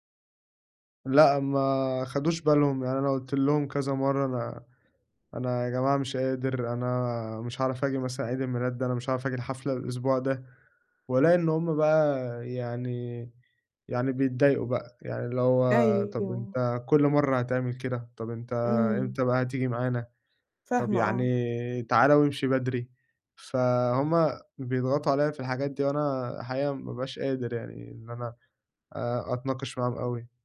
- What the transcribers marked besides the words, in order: distorted speech
- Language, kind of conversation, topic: Arabic, advice, إزاي أوازن بسهولة بين احتياجي للراحة والتزاماتي الاجتماعية؟